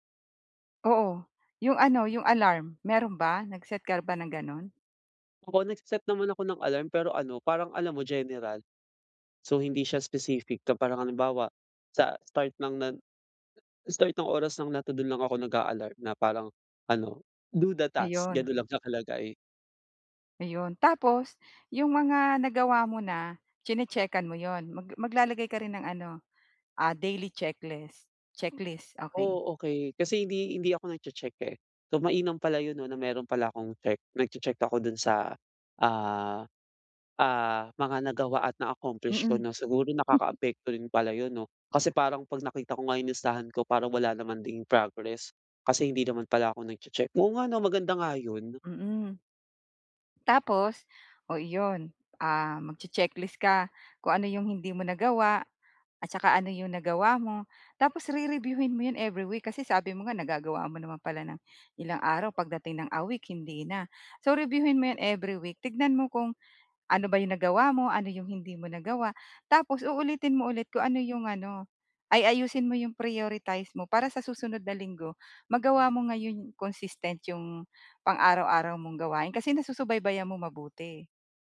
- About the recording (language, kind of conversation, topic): Filipino, advice, Paano ko masusubaybayan nang mas madali ang aking mga araw-araw na gawi?
- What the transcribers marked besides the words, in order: other background noise